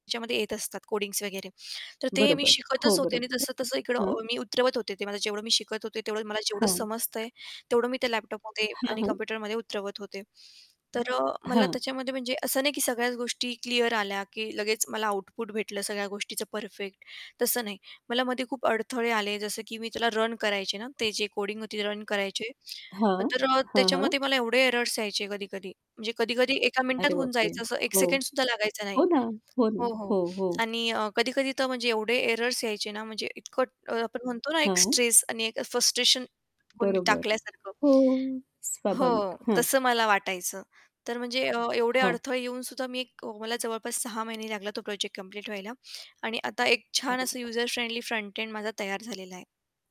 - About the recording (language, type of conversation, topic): Marathi, podcast, नवीन काही शिकताना तुला प्रेरणा कुठून मिळते?
- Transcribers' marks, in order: static; distorted speech; other background noise; other noise; tapping; in English: "युजर फ्रेंडली फ्रंट एंड"; unintelligible speech